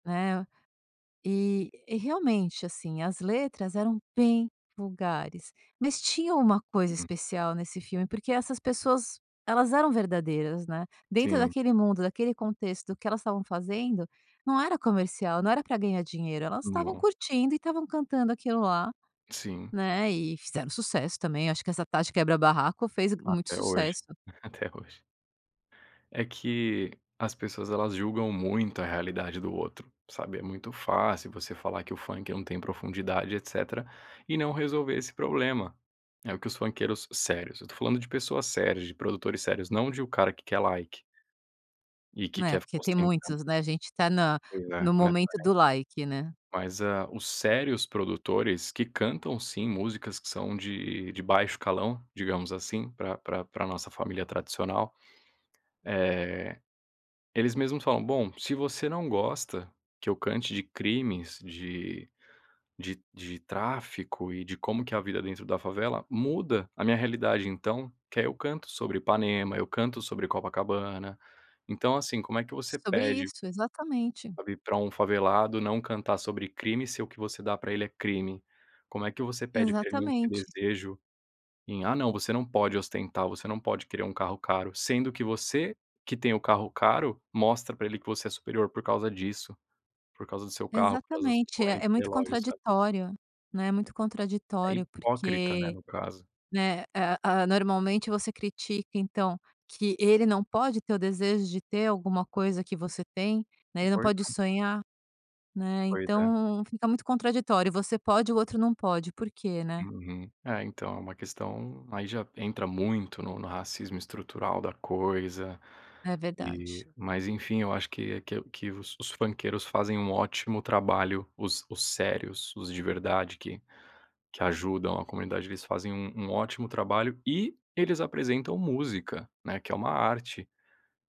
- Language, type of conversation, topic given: Portuguese, podcast, Você tem uma playlist que te define? Por quê?
- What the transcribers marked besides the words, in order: laugh; disgusted: "Ah não, você não pode … um carro caro"